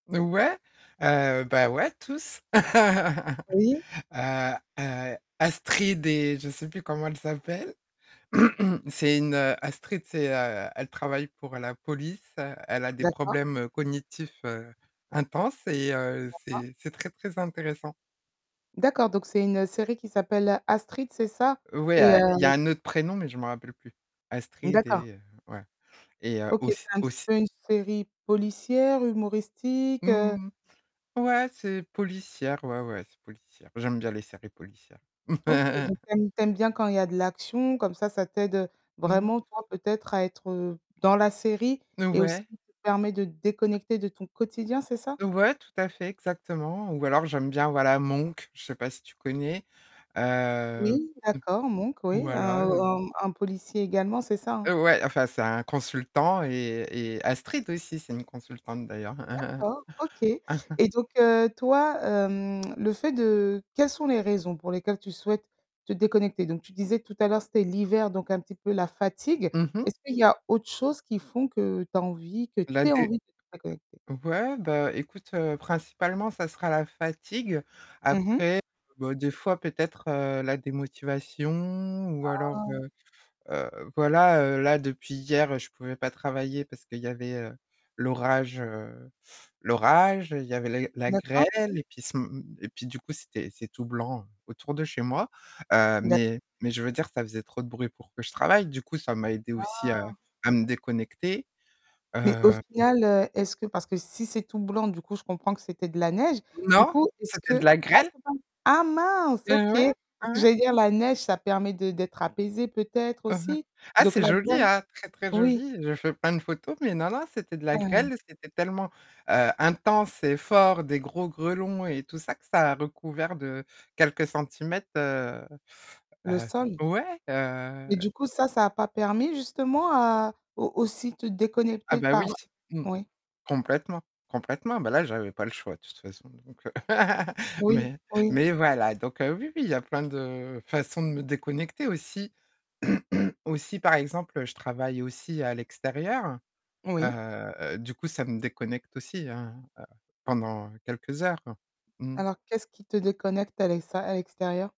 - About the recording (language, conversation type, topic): French, podcast, Comment fais-tu pour te déconnecter quand tu en as besoin ?
- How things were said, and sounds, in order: laugh; static; throat clearing; distorted speech; chuckle; tapping; other noise; other background noise; chuckle; stressed: "tu"; unintelligible speech; chuckle; chuckle; throat clearing